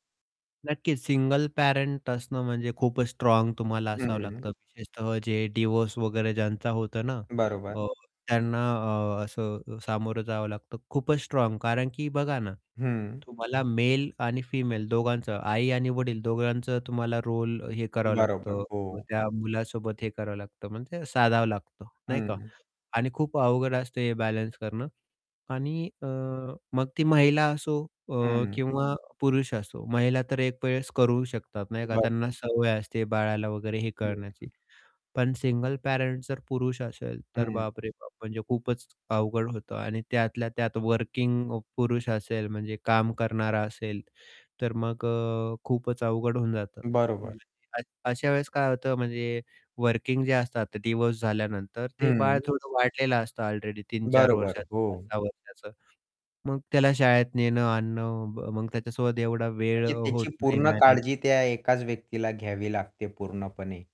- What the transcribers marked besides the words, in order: static; distorted speech; in English: "रोल"; tapping; in English: "वर्किंग"; unintelligible speech; in English: "वर्किंग"
- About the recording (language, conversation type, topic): Marathi, podcast, तुमच्या मते बाळ होण्याचा निर्णय कसा आणि कधी घ्यायला हवा?